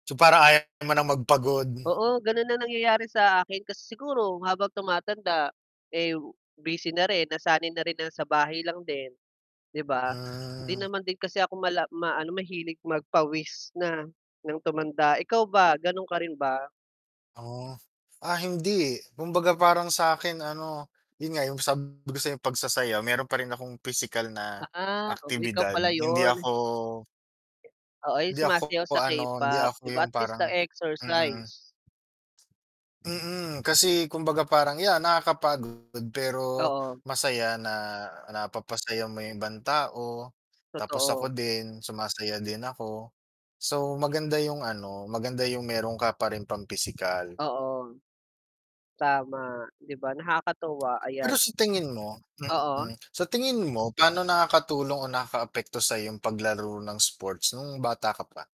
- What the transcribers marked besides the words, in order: wind; distorted speech; other background noise; mechanical hum; tapping
- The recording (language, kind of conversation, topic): Filipino, unstructured, Ano ang paborito mong laro noong bata ka?